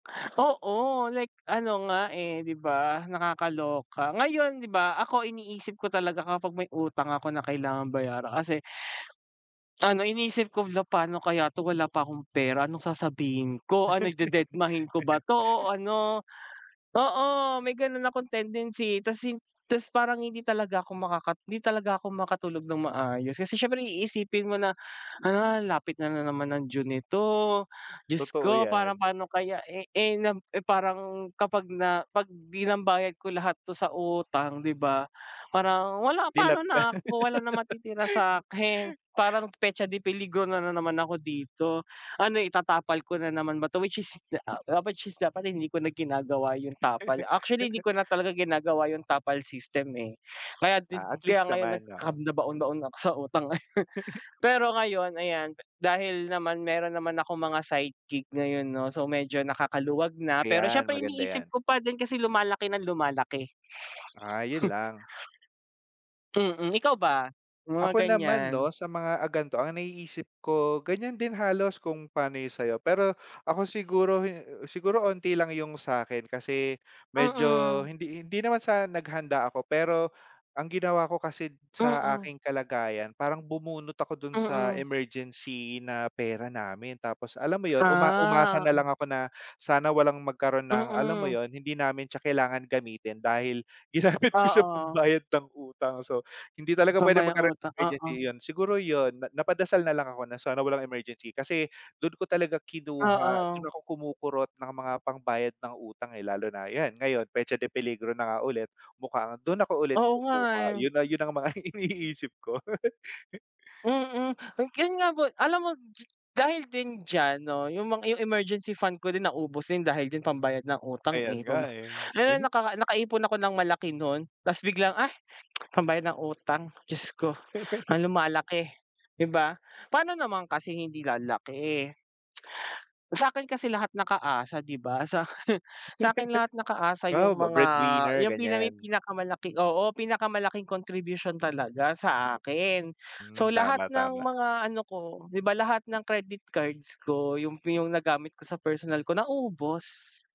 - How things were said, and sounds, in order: laugh; "pinambayad" said as "binambayad"; laugh; tapping; other noise; laugh; chuckle; laughing while speaking: "eh"; chuckle; other background noise; other animal sound; laughing while speaking: "ginamit ko siya pambayad"; laughing while speaking: "mga iniisip ko"; chuckle; chuckle; chuckle; tsk; tsk; laughing while speaking: "Sa akin"; chuckle
- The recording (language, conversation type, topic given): Filipino, unstructured, Ano ang pumapasok sa isip mo kapag may utang kang kailangan nang bayaran?